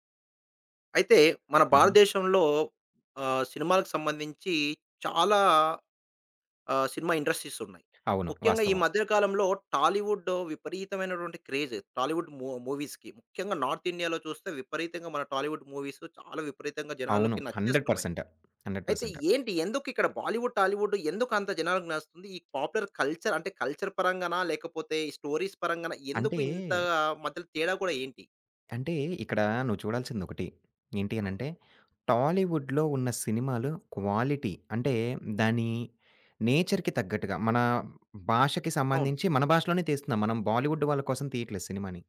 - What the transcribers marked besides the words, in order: in English: "ఇండస్ట్రీస్"; in English: "టాలీవుడ్"; other background noise; in English: "క్రేజ్ టాలీవుడ్ ము మూవీస్‌కి"; in English: "నార్త్ ఇండియా‌లో"; in English: "టాలీవుడ్ మూవీస్"; in English: "హండ్రెడ్ పర్సెంట్, హండ్రెడ్ పర్సెంట్"; in English: "బాలీవుడ్, టాలీవుడ్"; in English: "పాపులర్ కల్చర్"; in English: "కల్చర్"; in English: "స్టోరీస్"; in English: "టాలీవుడ్‌లో"; in English: "క్వాలిటీ"; in English: "నేచర్‌కి"; in English: "బాలీవుడ్"
- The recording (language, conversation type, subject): Telugu, podcast, బాలీవుడ్ మరియు టాలీవుడ్‌ల పాపులర్ కల్చర్‌లో ఉన్న ప్రధాన తేడాలు ఏమిటి?